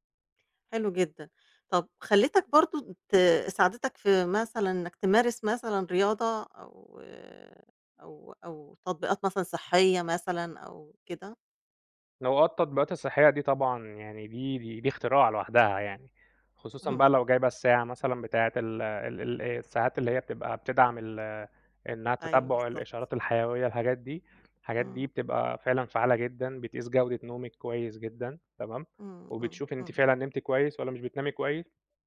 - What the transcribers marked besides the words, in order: tapping
- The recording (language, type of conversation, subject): Arabic, podcast, إزاي التكنولوجيا غيّرت روتينك اليومي؟